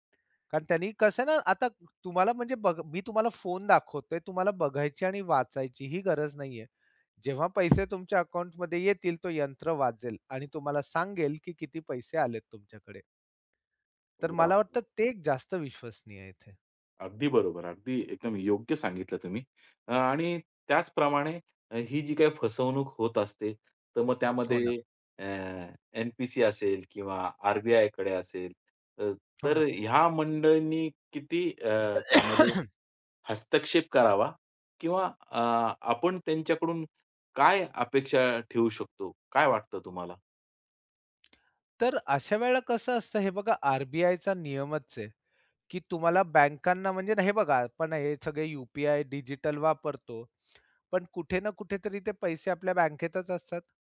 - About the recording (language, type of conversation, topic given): Marathi, podcast, डिजिटल पेमेंट्स वापरताना तुम्हाला कशाची काळजी वाटते?
- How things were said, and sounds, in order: tapping; other background noise; cough